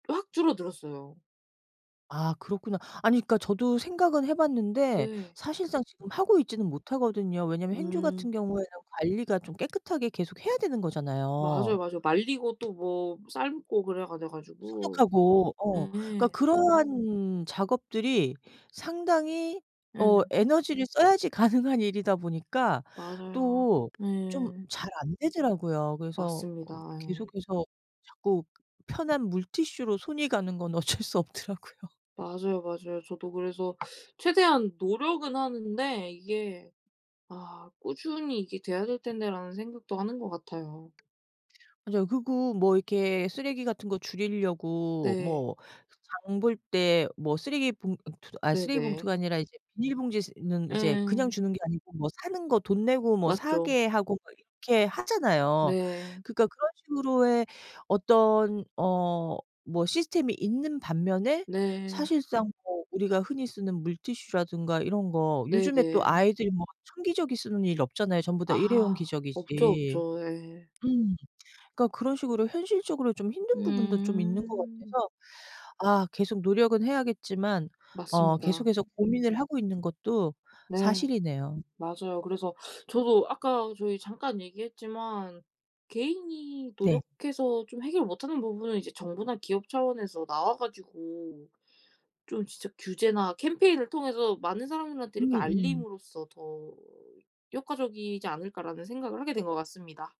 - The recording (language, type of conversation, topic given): Korean, unstructured, 쓰레기를 줄이는 데 가장 효과적인 방법은 무엇일까요?
- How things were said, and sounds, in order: tapping; other background noise; "그래야" said as "그래가"; background speech; laughing while speaking: "가능한"; laughing while speaking: "어쩔 수 없더라고요"